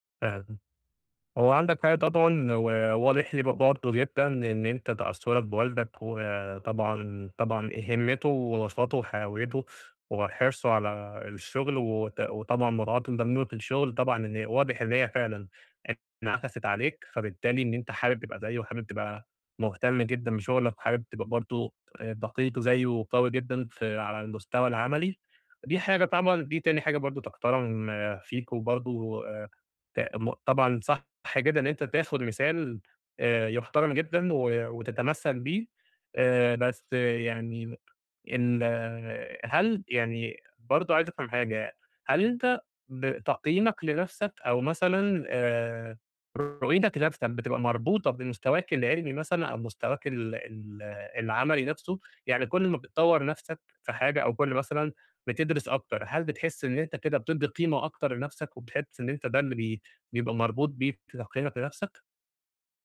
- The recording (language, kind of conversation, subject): Arabic, advice, إزاي أرتّب أولوياتي بحيث آخد راحتي من غير ما أحس بالذنب؟
- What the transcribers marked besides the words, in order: unintelligible speech; unintelligible speech; unintelligible speech